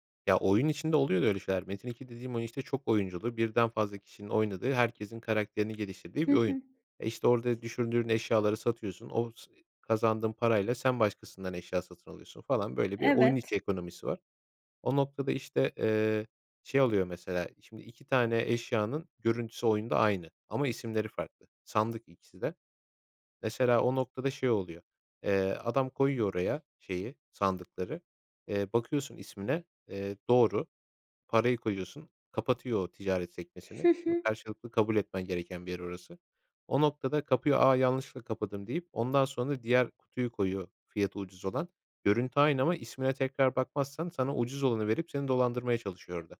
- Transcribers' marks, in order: tapping; other background noise
- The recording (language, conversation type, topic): Turkish, podcast, Video oyunları senin için bir kaçış mı, yoksa sosyalleşme aracı mı?